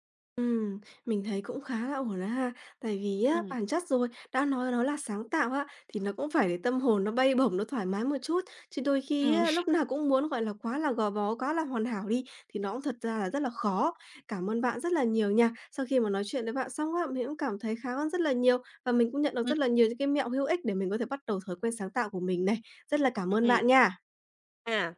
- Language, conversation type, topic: Vietnamese, advice, Làm thế nào để bắt đầu thói quen sáng tạo hằng ngày khi bạn rất muốn nhưng vẫn không thể bắt đầu?
- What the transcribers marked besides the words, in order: laugh